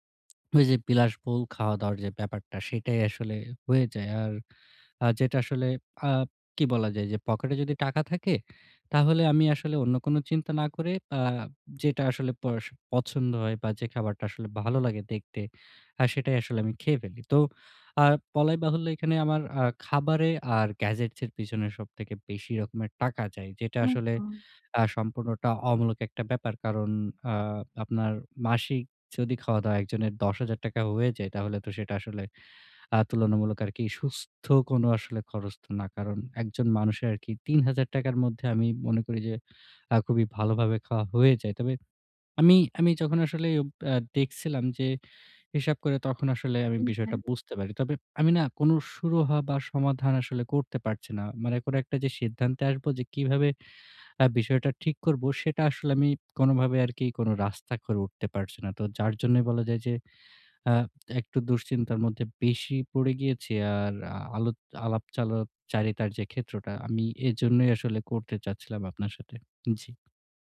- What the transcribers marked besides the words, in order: lip smack
- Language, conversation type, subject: Bengali, advice, ব্যয় বাড়তে থাকলে আমি কীভাবে সেটি নিয়ন্ত্রণ করতে পারি?